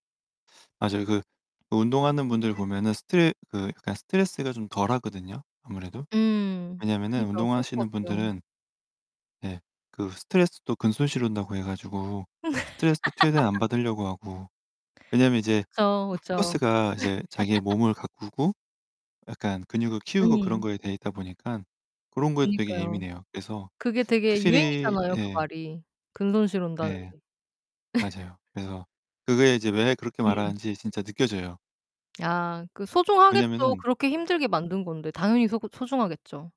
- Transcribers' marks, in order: distorted speech; laugh; other background noise; laugh; laugh; tapping
- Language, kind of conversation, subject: Korean, unstructured, 스트레스가 쌓였을 때 어떻게 푸세요?